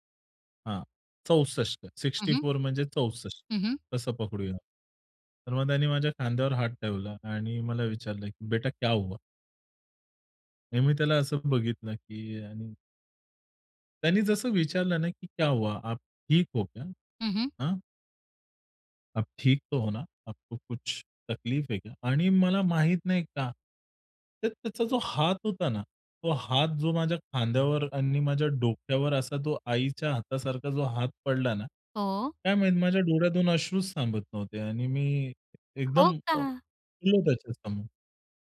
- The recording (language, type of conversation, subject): Marathi, podcast, रस्त्यावरील एखाद्या अपरिचिताने तुम्हाला दिलेला सल्ला तुम्हाला आठवतो का?
- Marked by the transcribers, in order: in English: "सिक्स्टी फोर"; in Hindi: "बेटा क्या हुआ?"; in Hindi: "क्या हुआ, आप ठीक हो क्या? हाँ?"; in Hindi: "आप ठीक तो हो ना? आपको कुछ तकलीफ है क्या?"